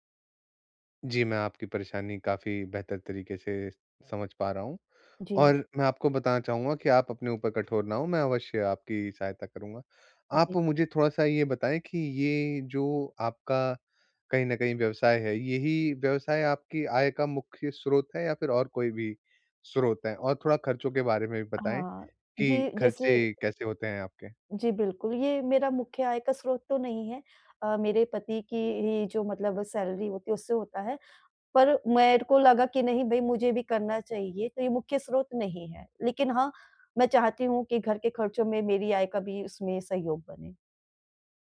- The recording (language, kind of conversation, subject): Hindi, advice, मैं अपने स्टार्टअप में नकदी प्रवाह और खर्चों का बेहतर प्रबंधन कैसे करूँ?
- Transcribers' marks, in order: in English: "सैलरी"